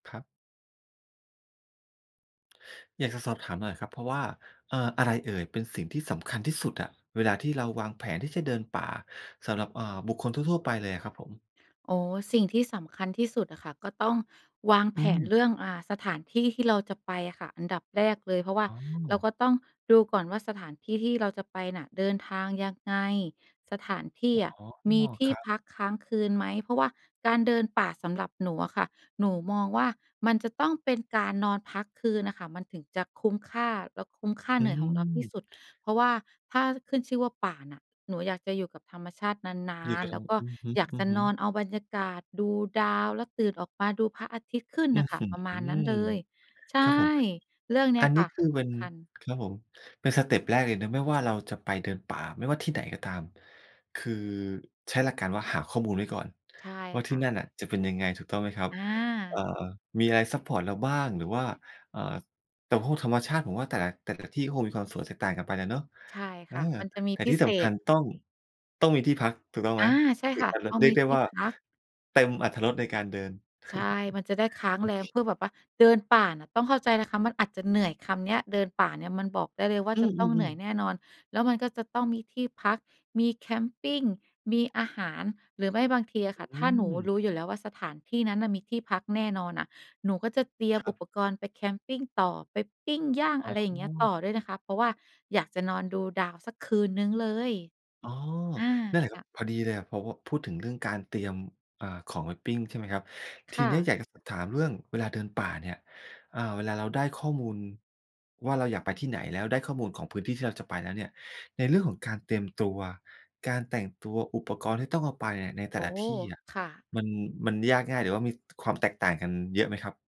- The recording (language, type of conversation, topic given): Thai, podcast, อะไรคือสิ่งสำคัญที่สุดในการวางแผนเดินป่าสำหรับคนทั่วไป?
- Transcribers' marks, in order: chuckle